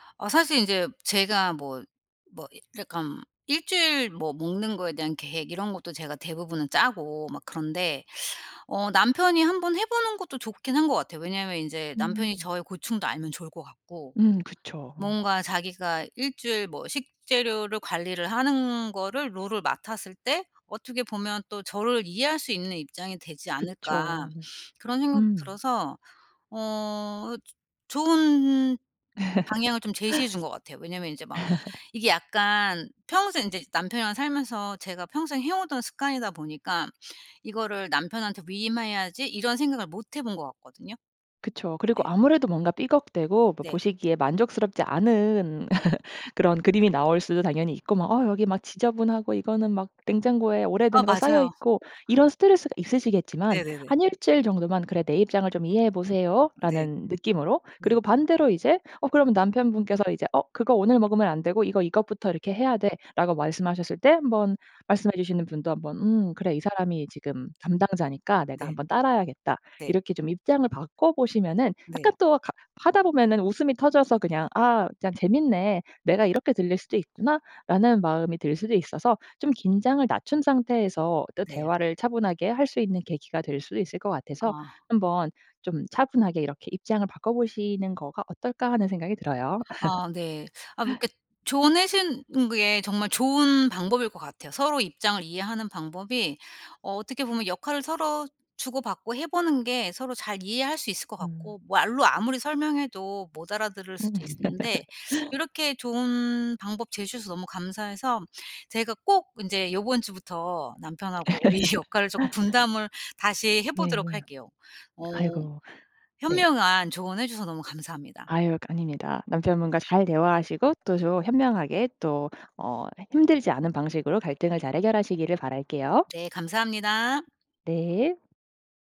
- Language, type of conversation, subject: Korean, advice, 반복되는 사소한 다툼으로 지쳐 계신가요?
- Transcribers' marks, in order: in English: "롤을"; laugh; other background noise; laugh; laugh; laugh; laugh; laughing while speaking: "역할을"